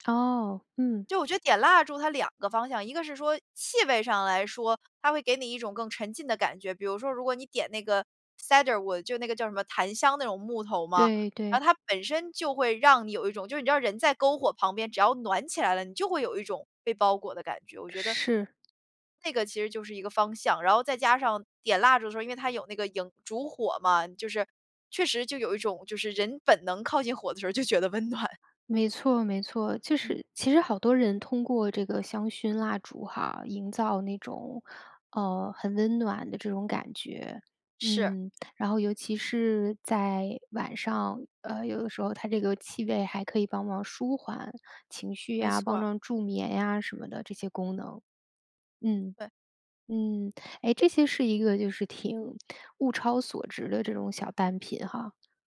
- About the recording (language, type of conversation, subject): Chinese, podcast, 有哪些简单的方法能让租来的房子更有家的感觉？
- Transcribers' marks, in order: in English: "Sandalwood"